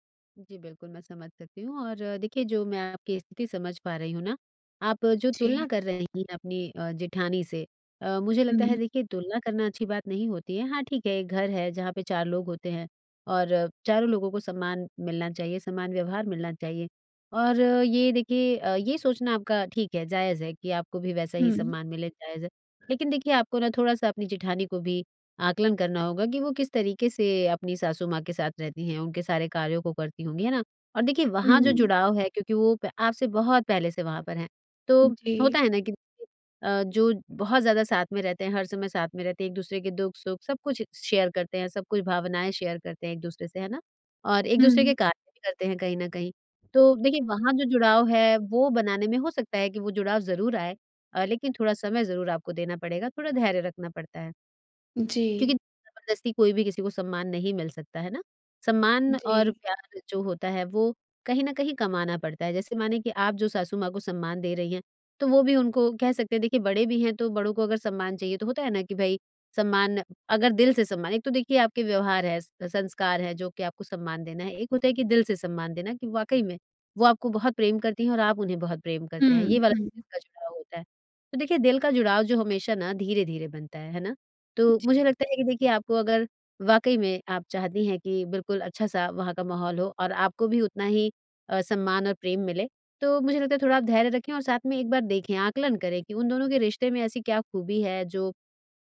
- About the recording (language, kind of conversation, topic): Hindi, advice, शादी के बाद ससुराल में स्वीकार किए जाने और अस्वीकार होने के संघर्ष से कैसे निपटें?
- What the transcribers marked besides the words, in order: in English: "शेयर"; in English: "शेयर"